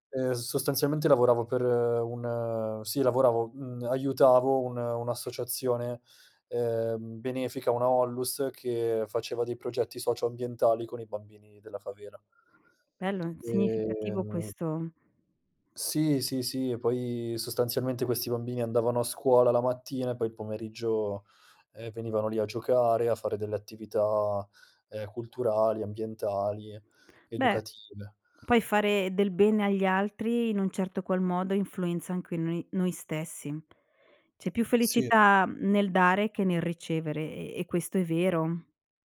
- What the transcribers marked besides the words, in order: other background noise
- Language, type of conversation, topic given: Italian, podcast, Come è cambiata la tua identità vivendo in posti diversi?
- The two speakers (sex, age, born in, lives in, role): female, 45-49, Italy, Italy, host; male, 30-34, Italy, Italy, guest